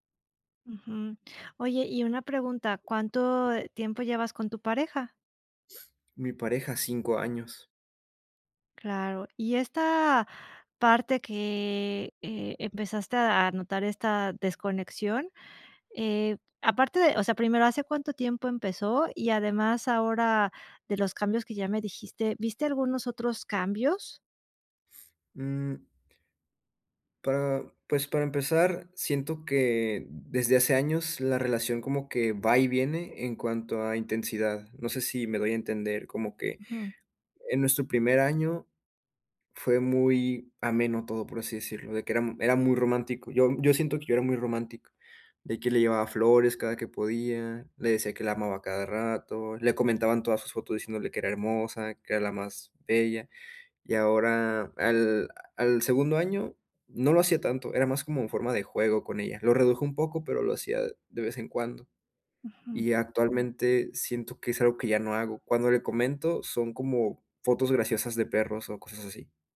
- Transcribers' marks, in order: other background noise; sniff
- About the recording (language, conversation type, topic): Spanish, advice, ¿Cómo puedo abordar la desconexión emocional en una relación que antes era significativa?